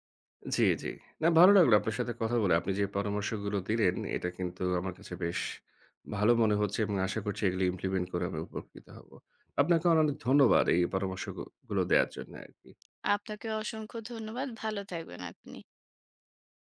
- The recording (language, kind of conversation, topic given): Bengali, advice, ফোনের ব্যবহার সীমিত করে সামাজিক যোগাযোগমাধ্যমের ব্যবহার কমানোর অভ্যাস কীভাবে গড়ে তুলব?
- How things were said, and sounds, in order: unintelligible speech; tapping